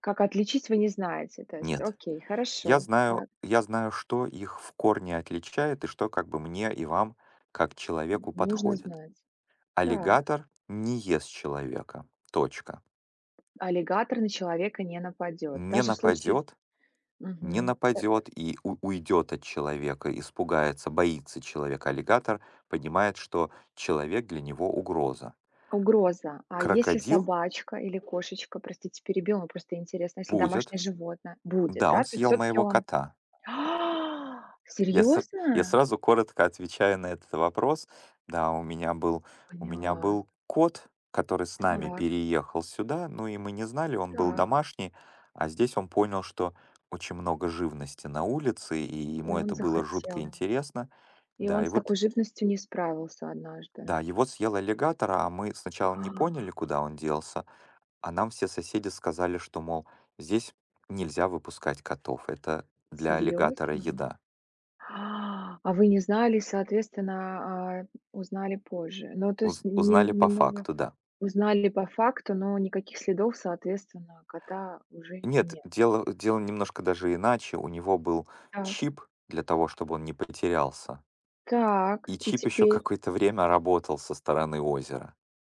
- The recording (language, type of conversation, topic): Russian, unstructured, Какие животные кажутся тебе самыми опасными и почему?
- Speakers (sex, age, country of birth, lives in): female, 40-44, Russia, United States; male, 45-49, Ukraine, United States
- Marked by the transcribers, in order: background speech; other background noise; tapping; afraid: "а"; afraid: "А!"; afraid: "А!"